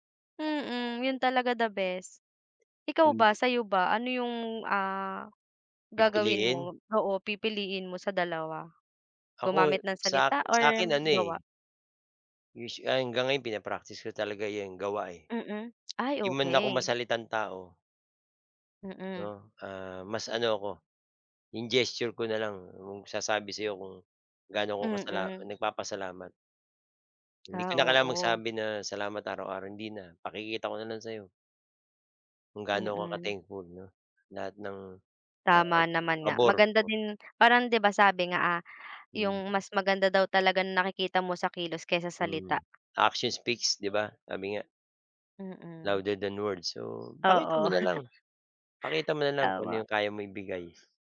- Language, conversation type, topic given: Filipino, unstructured, Paano mo ipinapakita ang pasasalamat mo sa mga taong tumutulong sa iyo?
- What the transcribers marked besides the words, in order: unintelligible speech; tapping; laugh